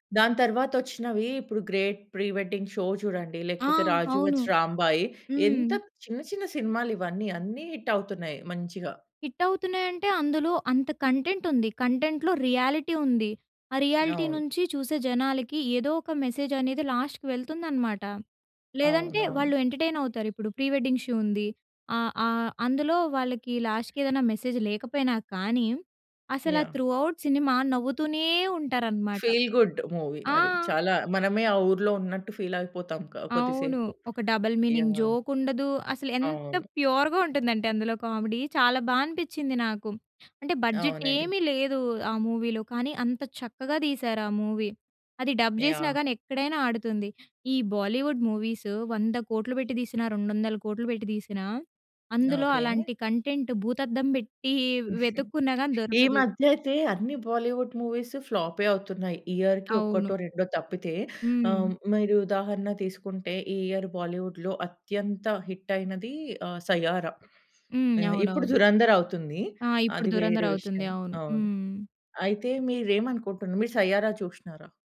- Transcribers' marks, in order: in English: "హిట్"; in English: "హిట్"; in English: "కంటెంట్"; in English: "కంటెంట్‌లో రియాలిటీ"; in English: "రియాలిటీ"; in English: "మెసేజ్"; in English: "లాస్ట్‌కి"; in English: "ఎంటర్‌టైన్"; in English: "లాస్ట్‌కి"; in English: "మెసేజ్"; in English: "త్రూ ఔట్"; in English: "ఫీల్ గుడ్ మూవీ"; in English: "ఫీల్"; in English: "డబుల్ మీనింగ్ జోక్"; in English: "ప్యూర్‌గా"; in English: "కామెడీ"; in English: "బడ్జెట్"; in English: "మూవీలో"; in English: "మూవీ"; in English: "డబ్"; in English: "బాలీవుడ్"; in English: "మూవీస్"; in English: "కంటెంట్"; chuckle; in English: "బాలీవుడ్ మూవీస్"; in English: "ఇయర్‌కి"; in English: "ఇయర్ బాలీవుడ్‌లో"; in English: "హిట్"
- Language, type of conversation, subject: Telugu, podcast, స్థానిక సినిమా మరియు బోలీవుడ్ సినిమాల వల్ల సమాజంపై పడుతున్న ప్రభావం ఎలా మారుతోందని మీకు అనిపిస్తుంది?